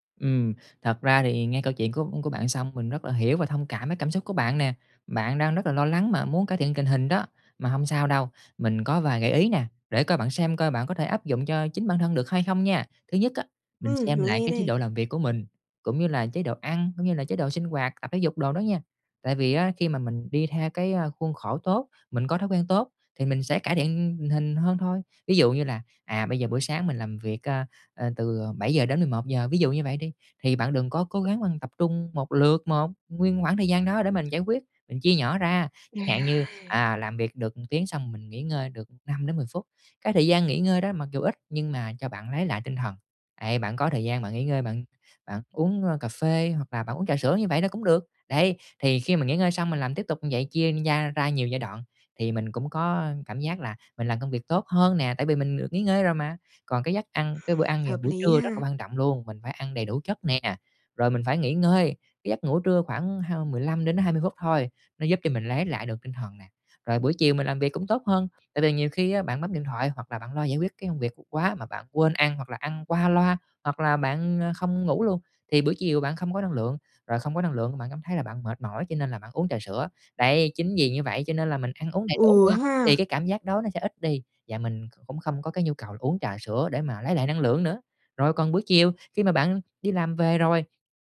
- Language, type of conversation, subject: Vietnamese, advice, Vì sao tôi hay trằn trọc sau khi uống cà phê hoặc rượu vào buổi tối?
- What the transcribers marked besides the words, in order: tapping; other background noise